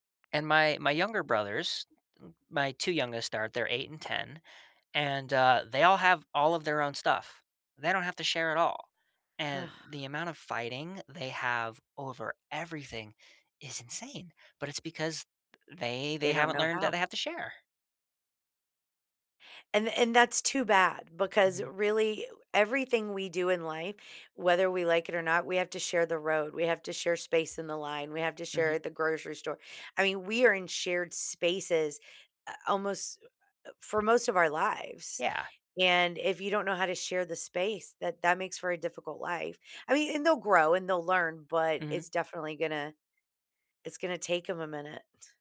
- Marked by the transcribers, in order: tapping; sigh; tsk
- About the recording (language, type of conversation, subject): English, unstructured, How can you convince someone that failure is part of learning?
- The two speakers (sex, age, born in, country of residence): female, 50-54, United States, United States; male, 20-24, United States, United States